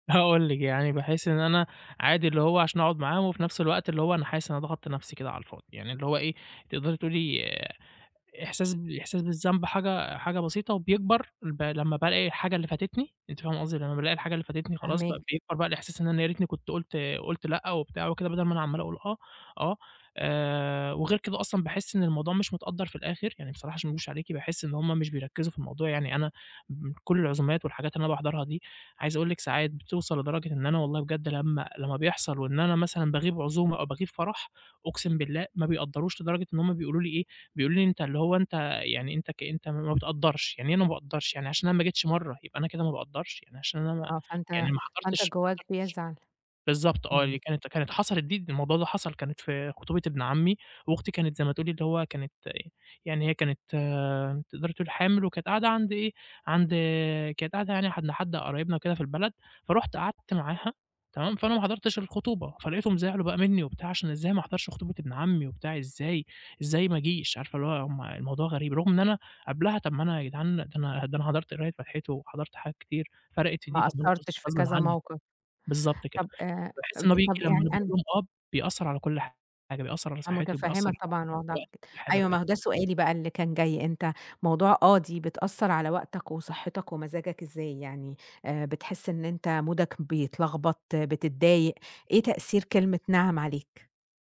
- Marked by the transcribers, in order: unintelligible speech; other background noise; in English: "مودك"
- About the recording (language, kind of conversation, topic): Arabic, advice, إزاي أبطل أتردد وأنا بقول «لأ» للالتزامات الاجتماعية والشغل الإضافي؟